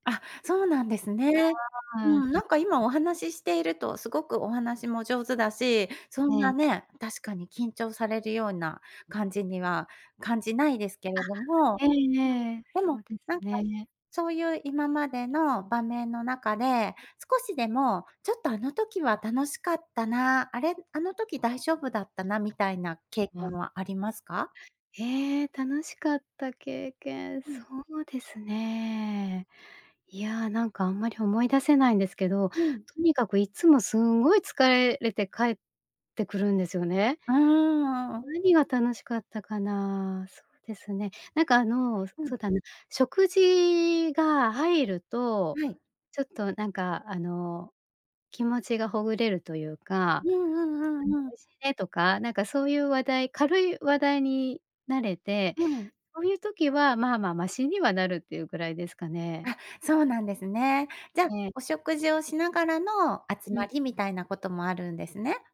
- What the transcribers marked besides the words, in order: unintelligible speech; other background noise; unintelligible speech
- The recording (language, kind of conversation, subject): Japanese, advice, 飲み会や集まりで緊張して楽しめないのはなぜですか？